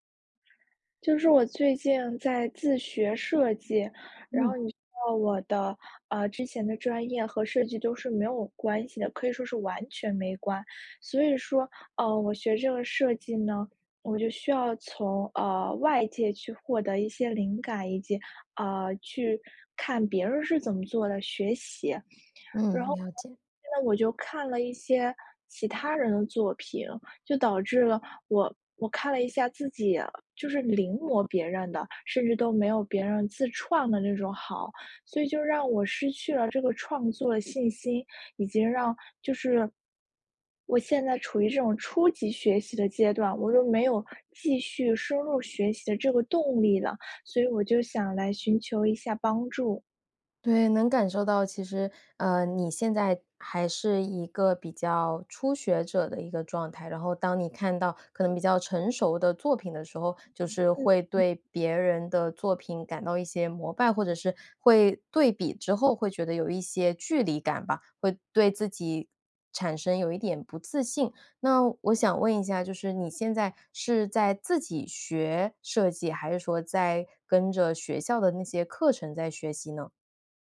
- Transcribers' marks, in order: tapping; other background noise
- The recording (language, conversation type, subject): Chinese, advice, 看了他人的作品后，我为什么会失去创作信心？